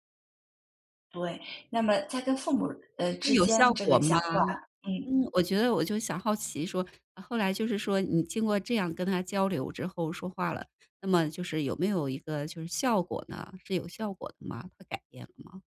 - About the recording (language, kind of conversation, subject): Chinese, podcast, 想说实话又不想伤人时，你会怎么表达？
- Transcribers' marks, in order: none